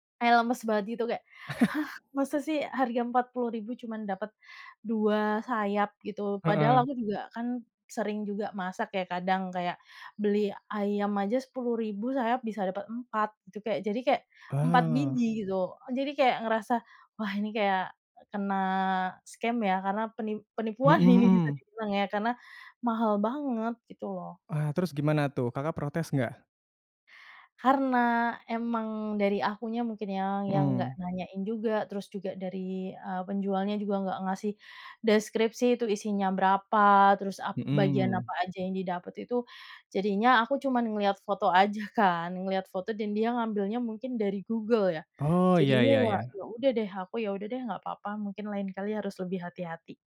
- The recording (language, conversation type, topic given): Indonesian, podcast, Bagaimana pengalaman kamu memesan makanan lewat aplikasi, dan apa saja hal yang kamu suka serta bikin kesal?
- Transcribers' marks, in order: chuckle; other animal sound; in English: "scam"